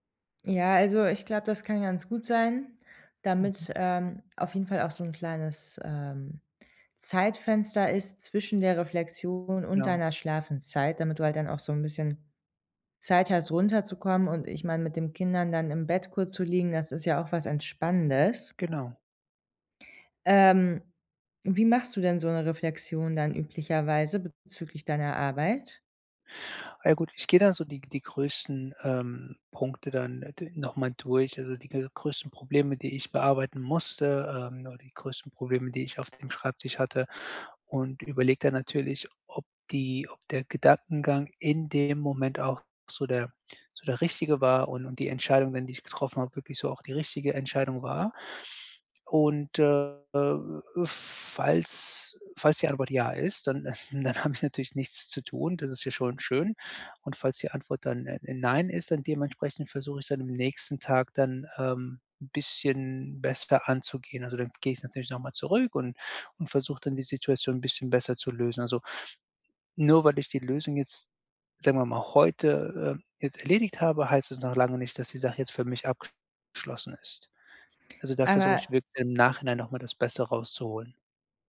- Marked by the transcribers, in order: chuckle; laughing while speaking: "dann"
- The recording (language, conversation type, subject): German, advice, Wie kann ich abends besser zur Ruhe kommen?